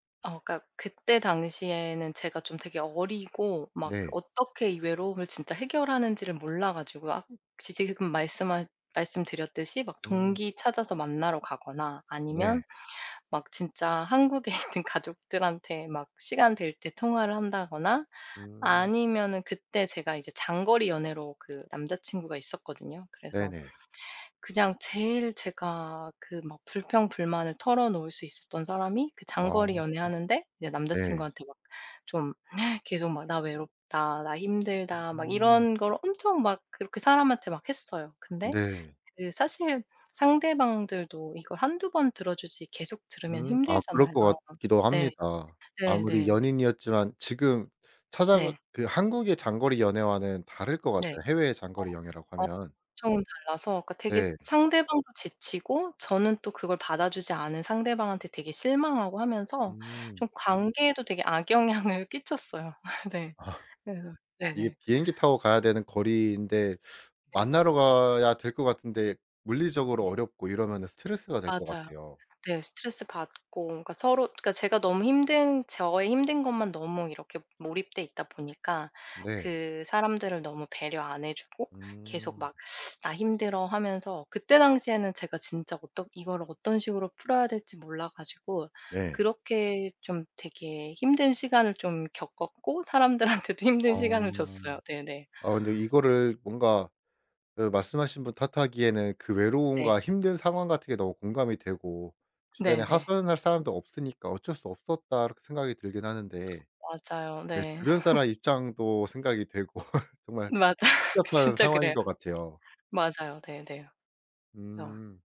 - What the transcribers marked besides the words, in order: laughing while speaking: "있는"; other background noise; tapping; unintelligible speech; laughing while speaking: "악영향을 끼쳤어요"; laugh; laughing while speaking: "사람들한테도 힘든 시간을 줬어요"; laugh; laughing while speaking: "되고"; laugh; laughing while speaking: "맞아요. 진짜 그래요"
- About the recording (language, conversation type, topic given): Korean, podcast, 외로움을 느낄 때 보통 어떻게 회복하시나요?